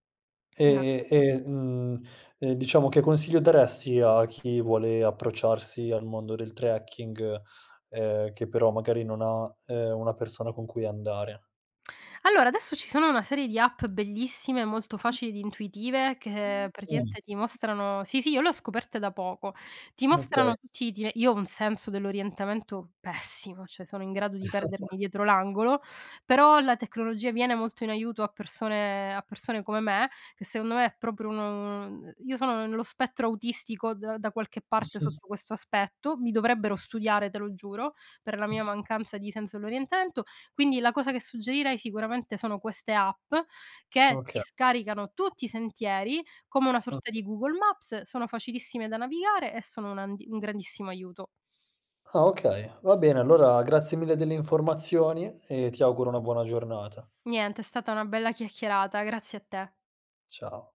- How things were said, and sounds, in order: tapping; other background noise; "praticamente" said as "pratimente"; stressed: "pessimo"; chuckle; snort; snort; stressed: "tutti"
- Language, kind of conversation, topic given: Italian, podcast, Perché ti piace fare escursioni o camminare in natura?